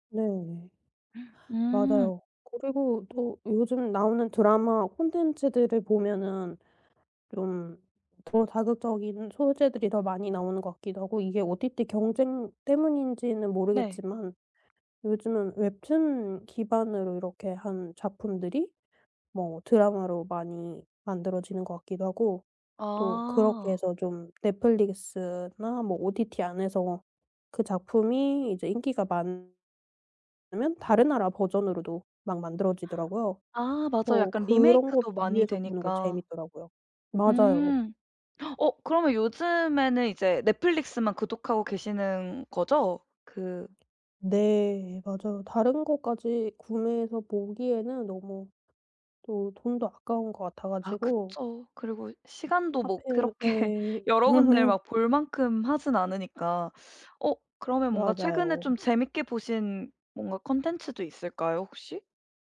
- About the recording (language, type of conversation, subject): Korean, podcast, OTT 플랫폼 간 경쟁이 콘텐츠에 어떤 영향을 미쳤나요?
- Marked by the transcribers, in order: other background noise; tapping; laughing while speaking: "그렇게"; laugh